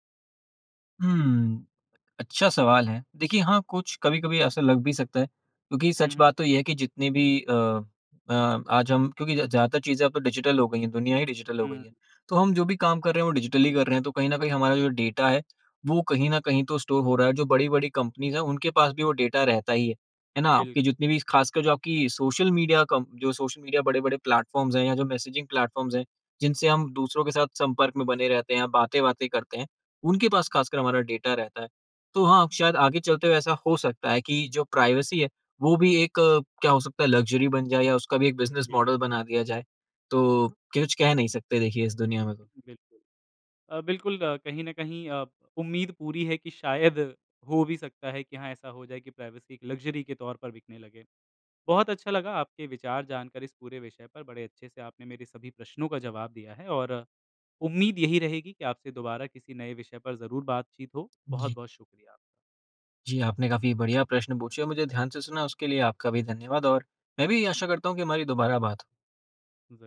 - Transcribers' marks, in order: in English: "डिजिटल"; in English: "डिजिटल"; in English: "डिजिटल"; in English: "स्टोर"; in English: "कंपनीज़"; in English: "प्लेटफ़ॉर्म्स"; in English: "मैसेजिंग प्लेटफ़ॉर्म्स"; in English: "प्राइवेसी"; in English: "लक्ज़री"; in English: "बिज़नेस मॉडल"; in English: "प्राइवेसी"; in English: "लक्ज़री"
- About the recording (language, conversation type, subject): Hindi, podcast, ऑनलाइन गोपनीयता आपके लिए क्या मायने रखती है?